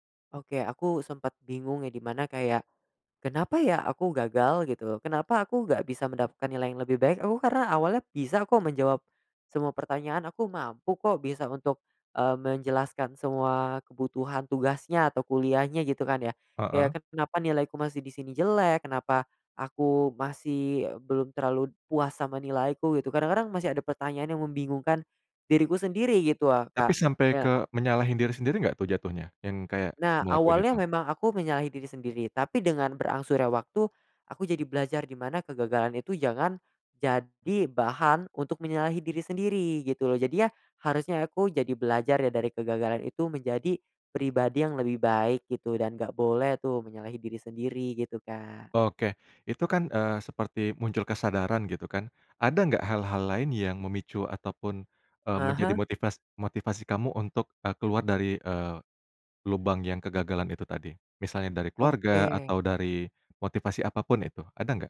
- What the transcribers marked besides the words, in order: none
- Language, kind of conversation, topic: Indonesian, podcast, Bagaimana cara Anda belajar dari kegagalan tanpa menyalahkan diri sendiri?